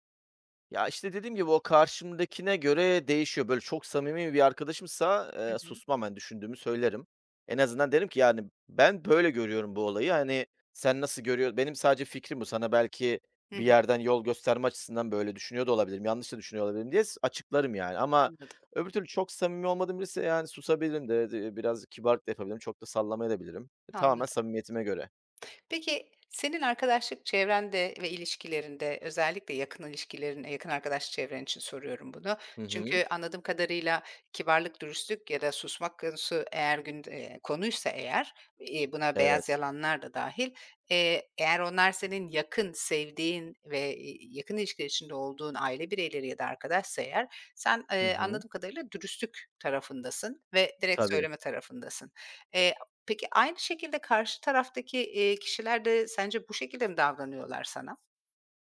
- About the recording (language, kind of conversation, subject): Turkish, podcast, Kibarlık ile dürüstlük arasında nasıl denge kurarsın?
- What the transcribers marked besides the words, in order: other background noise; "sallamayabilirim de" said as "sallamayadabilirim"; other noise; tapping